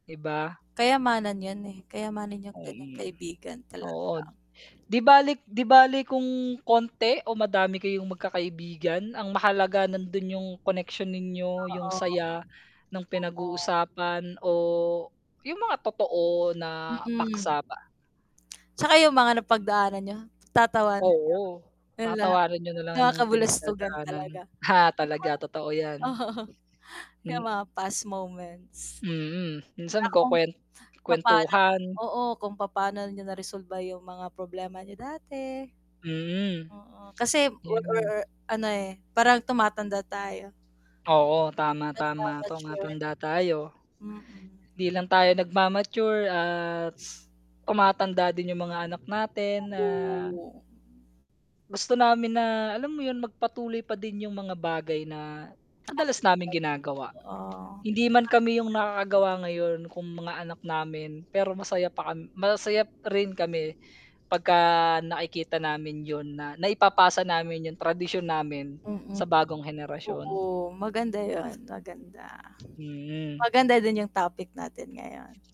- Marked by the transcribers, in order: static; other background noise; distorted speech; lip smack; chuckle; laughing while speaking: "Oo"; mechanical hum; lip smack; unintelligible speech; unintelligible speech
- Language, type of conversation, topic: Filipino, unstructured, Paano mo pinapanatili ang kasiyahan sa inyong pagkakaibigan?